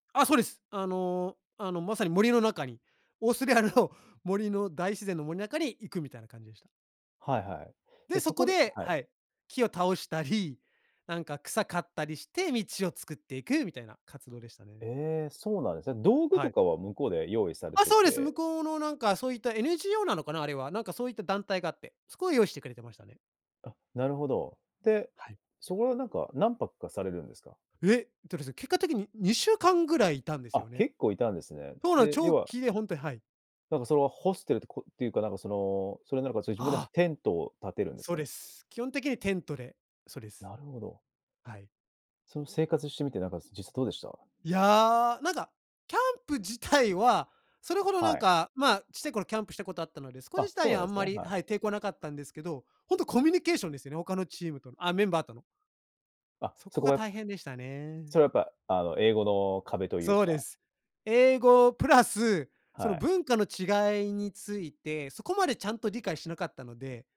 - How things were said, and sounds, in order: "オーストラリア" said as "オーストリアル"; "そうなんです" said as "そうなん"
- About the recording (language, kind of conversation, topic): Japanese, podcast, 好奇心に導かれて訪れた場所について、どんな体験をしましたか？